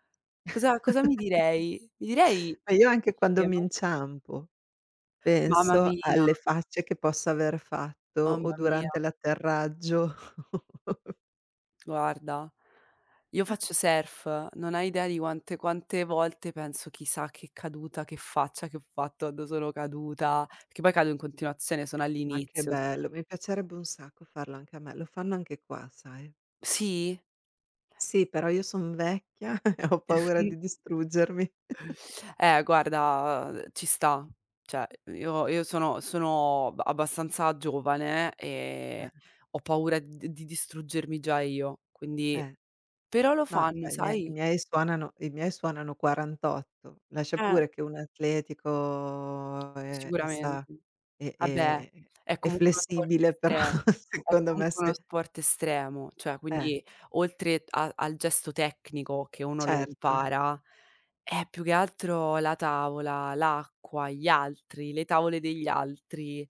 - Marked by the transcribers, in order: chuckle; chuckle; "perché" said as "pché"; chuckle; chuckle; "Cioè" said as "ceh"; chuckle
- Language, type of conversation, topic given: Italian, unstructured, Qual è un momento in cui ti sei sentito davvero felice?